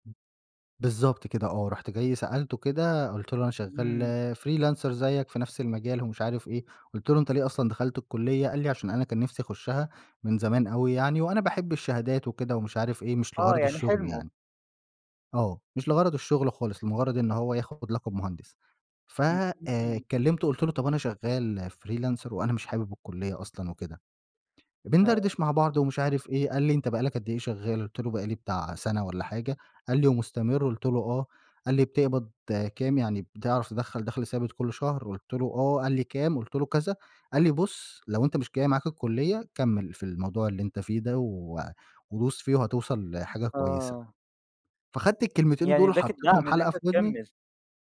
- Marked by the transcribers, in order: other background noise; in English: "freelancer"; unintelligible speech; in English: "freelancer"
- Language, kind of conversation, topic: Arabic, podcast, إيه هو موقف أو لقاء بسيط حصل معاك وغيّر فيك حاجة كبيرة؟